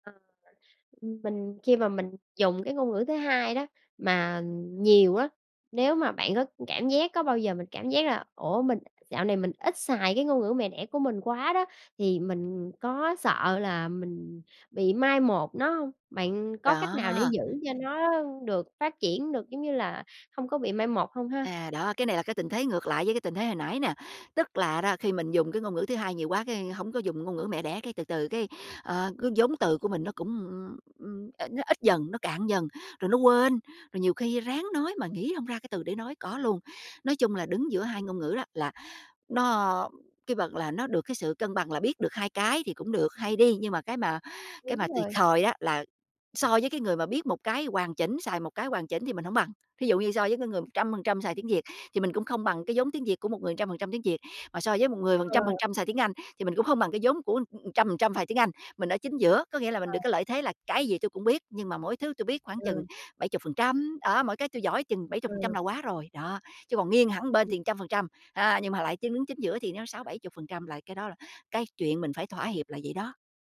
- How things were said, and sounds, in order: other background noise; tapping
- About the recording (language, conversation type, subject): Vietnamese, podcast, Việc nói nhiều ngôn ngữ ảnh hưởng đến bạn như thế nào?